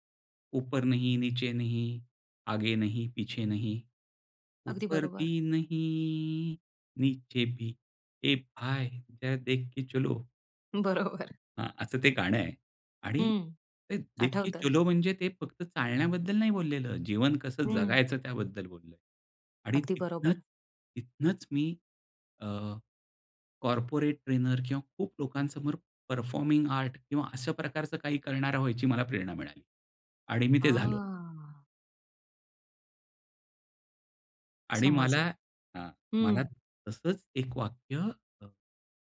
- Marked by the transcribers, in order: in Hindi: "ऊपर नहीं नीचे नहीं, आगे … देख के चलो"; singing: "ऊपर भी नहीं, नीचे भी ये भाई! जरा देख के चलो"; tapping; laughing while speaking: "बरोबर"; in English: "कॉर्पोरेट ट्रेनर"; in English: "परफॉर्मिंग आर्ट"; drawn out: "हां"
- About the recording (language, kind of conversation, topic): Marathi, podcast, तुमच्या आयुष्यातील सर्वात आवडती संगीताची आठवण कोणती आहे?